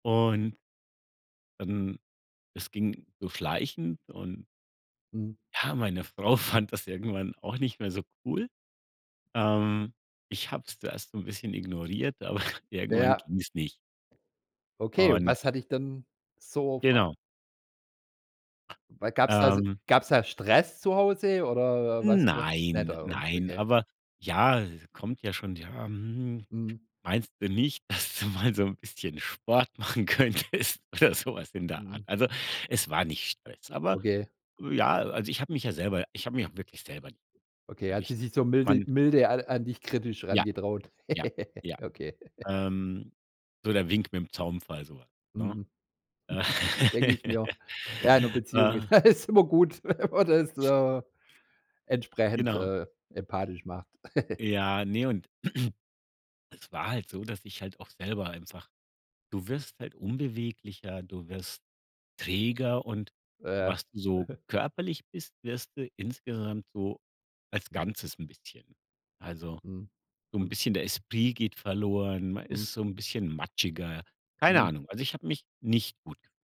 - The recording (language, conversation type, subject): German, podcast, Wie sieht dein Morgenritual aus?
- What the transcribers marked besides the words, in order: laughing while speaking: "Frau fand das irgendwann"; chuckle; drawn out: "Nein"; laughing while speaking: "dass du mal"; laughing while speaking: "Sport machen könntest oder so was"; chuckle; chuckle; laugh; laughing while speaking: "alles immer gut, wenn man das"; other noise; chuckle; throat clearing; chuckle